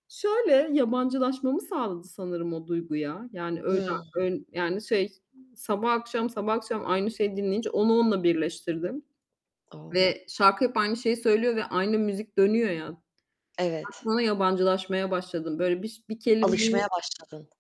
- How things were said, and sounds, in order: none
- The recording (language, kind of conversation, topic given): Turkish, unstructured, Müzik ruh halimizi nasıl etkiler?
- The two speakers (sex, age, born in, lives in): female, 25-29, Turkey, Netherlands; female, 40-44, Turkey, Austria